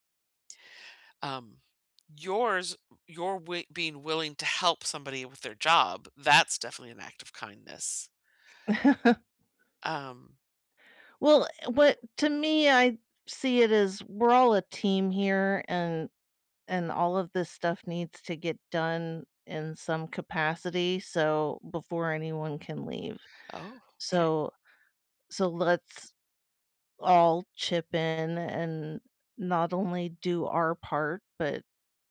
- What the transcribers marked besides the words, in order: laugh; other background noise
- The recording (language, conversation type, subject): English, unstructured, What is a kind thing someone has done for you recently?